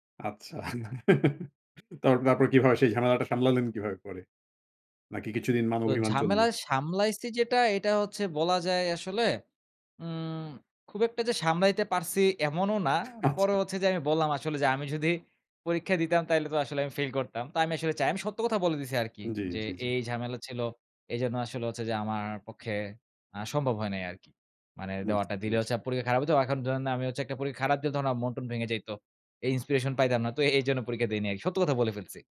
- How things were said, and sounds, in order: giggle; laughing while speaking: "আচ্ছা"; in English: "inspiration"
- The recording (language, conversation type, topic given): Bengali, podcast, পরিবার বা সমাজের চাপের মধ্যেও কীভাবে আপনি নিজের সিদ্ধান্তে অটল থাকেন?